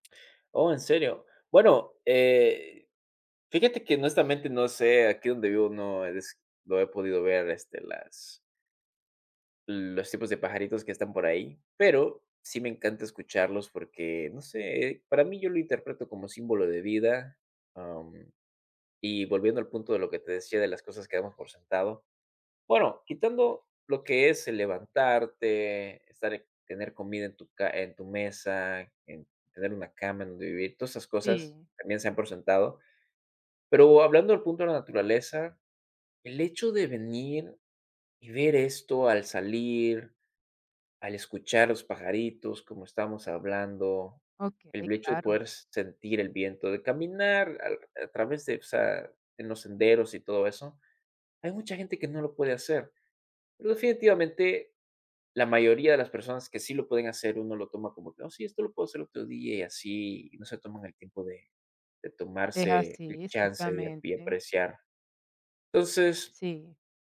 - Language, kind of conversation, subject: Spanish, podcast, ¿Por qué reconectar con la naturaleza mejora la salud mental?
- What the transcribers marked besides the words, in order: none